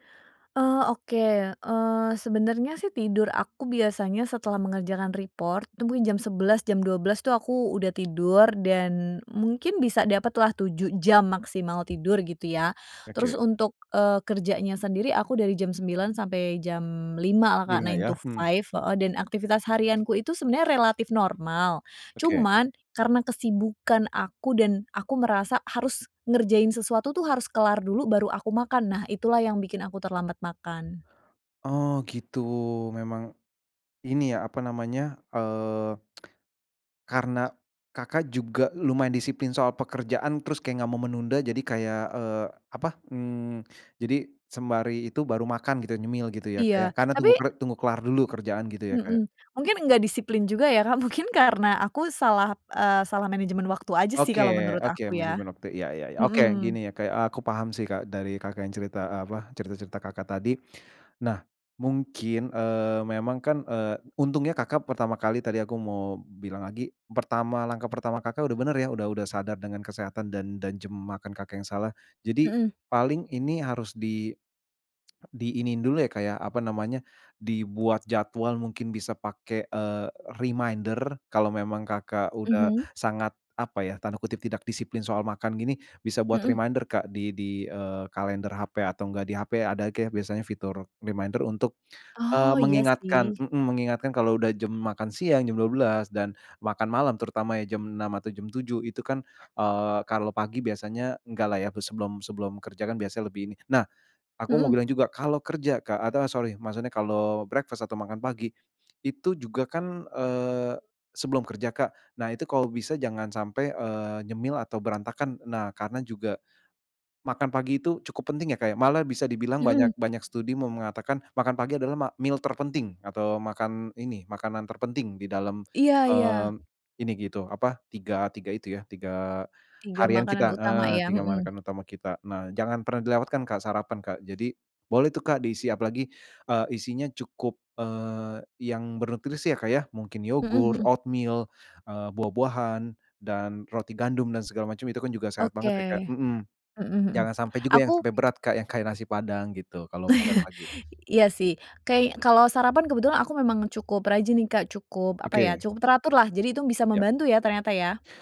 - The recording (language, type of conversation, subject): Indonesian, advice, Bagaimana cara berhenti sering melewatkan waktu makan dan mengurangi kebiasaan ngemil tidak sehat di malam hari?
- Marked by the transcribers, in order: in English: "report"; in English: "nine to five"; in English: "reminder"; in English: "reminder"; in English: "reminder"; in English: "breakfast"; in English: "meal"; tapping; chuckle; other background noise